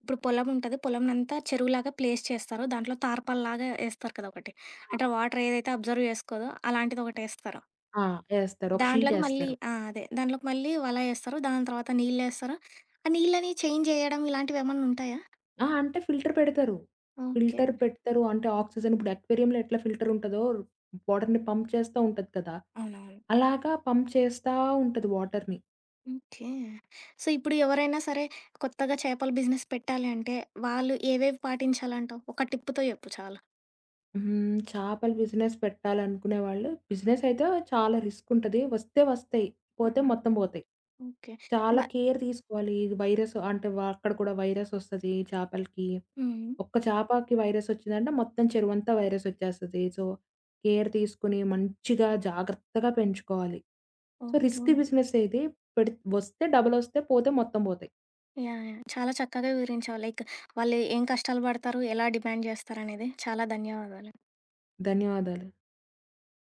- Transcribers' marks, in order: tapping; in English: "ప్లేస్"; other background noise; in English: "అబ్జర్వ్"; in English: "చేంజ్"; in English: "ఫిల్టర్"; in English: "ఫిల్టర్"; in English: "ఆక్సిజన్"; in English: "అక్వేరియంలో"; in English: "బోర్డర్‌ని పంప్"; in English: "పంప్"; in English: "వాటర్‌ని"; in English: "సో"; in English: "బిజినెస్"; in English: "బిజినెస్"; in English: "రిస్క్"; in English: "కేర్"; in English: "సో, కేర్"; stressed: "మంచిగా"; in English: "సో రిస్కీ"; in English: "లైక్"; in English: "డిమాండ్"
- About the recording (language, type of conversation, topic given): Telugu, podcast, మత్స్య ఉత్పత్తులను సుస్థిరంగా ఎంపిక చేయడానికి ఏమైనా సూచనలు ఉన్నాయా?